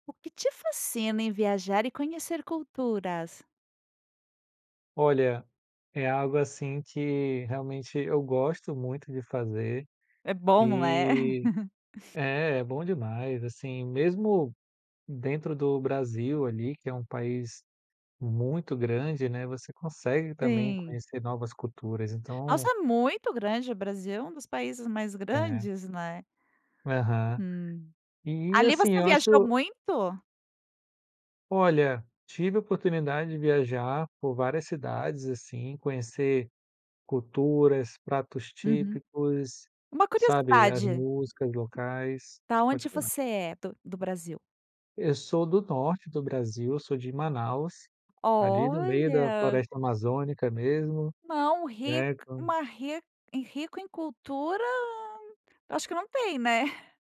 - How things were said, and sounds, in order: chuckle; tapping; chuckle
- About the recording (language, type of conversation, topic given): Portuguese, podcast, O que te fascina em viajar e conhecer outras culturas?